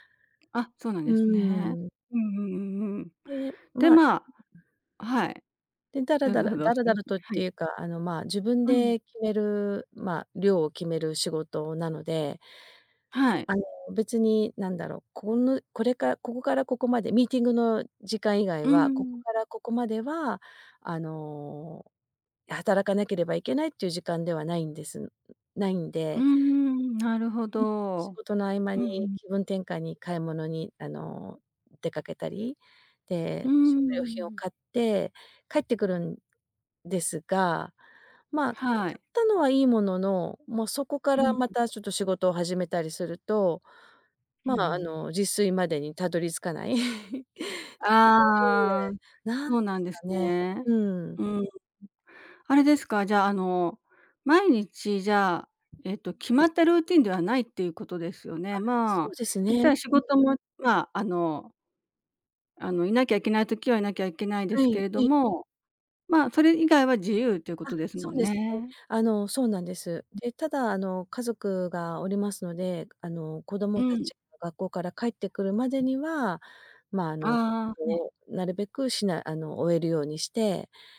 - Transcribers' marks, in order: tapping; unintelligible speech; laugh; unintelligible speech; other background noise
- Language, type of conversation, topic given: Japanese, advice, 仕事が忙しくて自炊する時間がないのですが、どうすればいいですか？